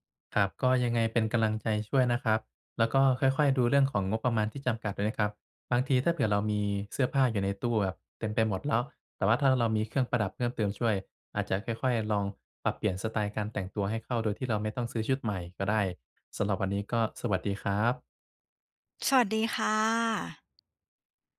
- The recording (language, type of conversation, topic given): Thai, advice, จะแต่งกายให้ดูดีด้วยงบจำกัดควรเริ่มอย่างไร?
- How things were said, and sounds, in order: none